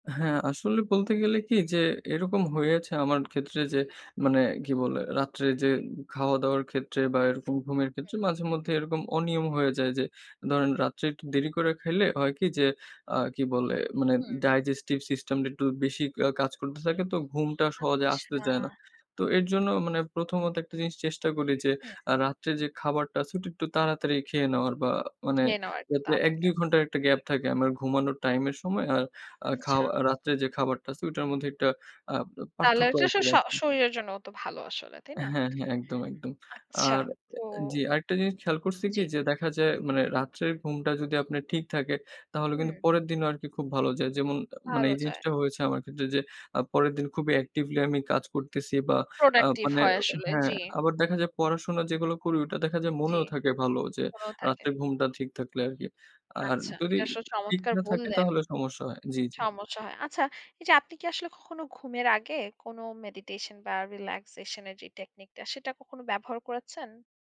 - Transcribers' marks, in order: tapping; other background noise; in English: "digestive system"; in English: "actively"; in English: "productive"; in English: "meditation"; in English: "relaxation"; in English: "technique"
- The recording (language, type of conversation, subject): Bengali, podcast, ভালো ঘুম নিশ্চিত করতে আপনি রাতের রুটিন কীভাবে সাজান?